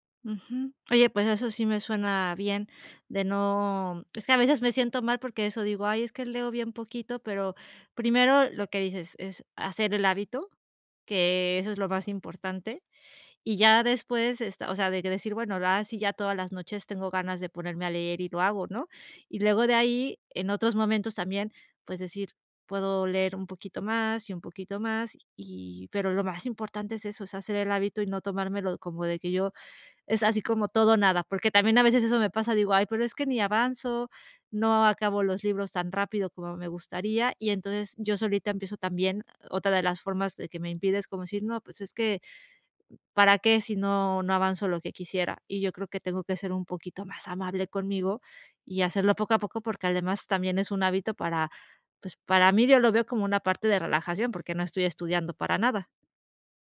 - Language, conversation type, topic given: Spanish, advice, ¿Por qué no logro leer todos los días aunque quiero desarrollar ese hábito?
- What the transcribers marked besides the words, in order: other background noise